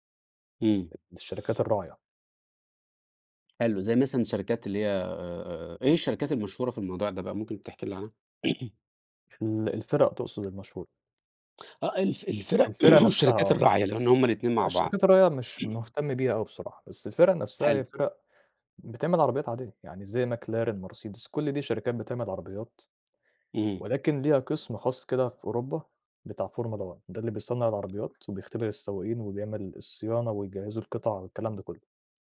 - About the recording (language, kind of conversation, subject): Arabic, podcast, لو حد حب يجرب هوايتك، تنصحه يعمل إيه؟
- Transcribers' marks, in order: throat clearing; throat clearing; throat clearing